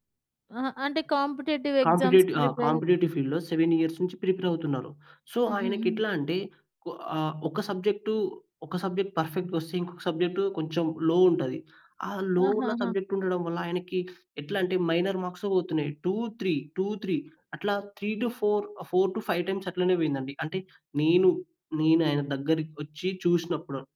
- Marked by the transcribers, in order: in English: "కాంపిటీటివ్ ఎగ్జామ్స్‌కి ప్రిపేర్"; in English: "కాంపిటీటివ్"; in English: "కాంపిటీటివ్ ఫీల్డ్‌లో సెవెన్ ఇయర్స్"; in English: "ప్రిపేర్"; in English: "సో"; in English: "సబ్జెక్ట్ పర్ఫెక్ట్‌గొస్తే"; in English: "సబ్జెక్ట్"; in English: "లో"; in English: "లో"; in English: "సబ్జెక్ట్"; in English: "మైనర్ మార్క్స్‌తో"; in English: "టూ త్రీ టూ త్రీ"; in English: "త్రీ టూ ఫోర్, ఆహ్, ఫోర్ టూ ఫైవ్ టైమ్స్"
- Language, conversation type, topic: Telugu, podcast, మీ జీవితంలో మర్చిపోలేని వ్యక్తి గురించి చెప్పగలరా?